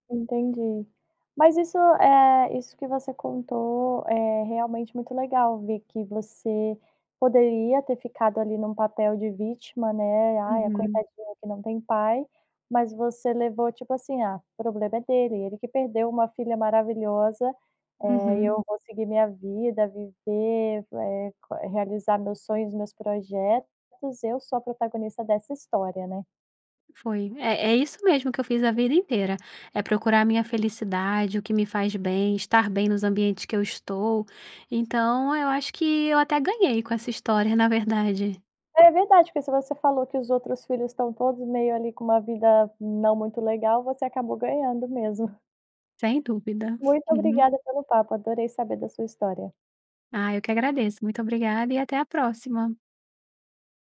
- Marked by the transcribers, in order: tapping
- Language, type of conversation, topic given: Portuguese, podcast, Como você pode deixar de se ver como vítima e se tornar protagonista da sua vida?